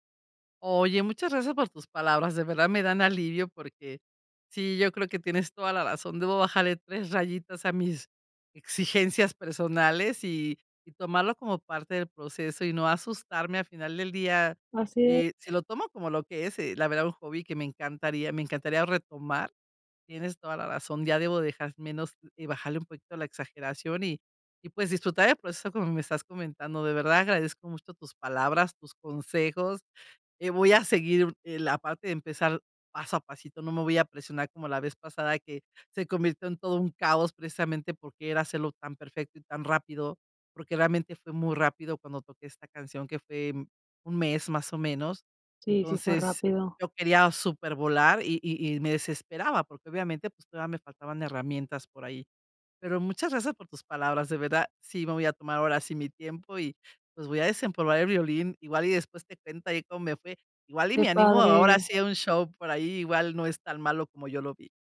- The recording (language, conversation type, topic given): Spanish, advice, ¿Cómo hace que el perfeccionismo te impida empezar un proyecto creativo?
- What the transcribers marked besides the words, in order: none